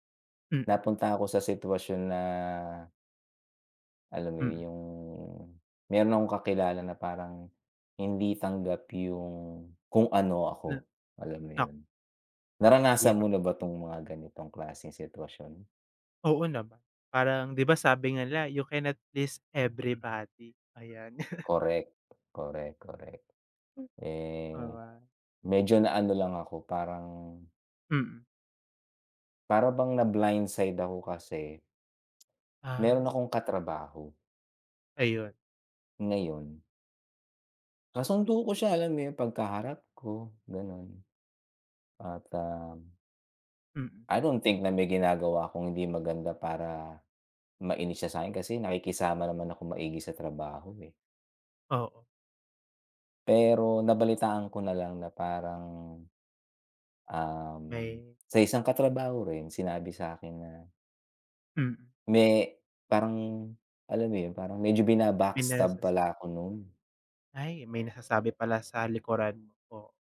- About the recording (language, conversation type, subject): Filipino, unstructured, Paano mo hinaharap ang mga taong hindi tumatanggap sa iyong pagkatao?
- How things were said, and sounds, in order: in English: "You cannot please everybody"; laugh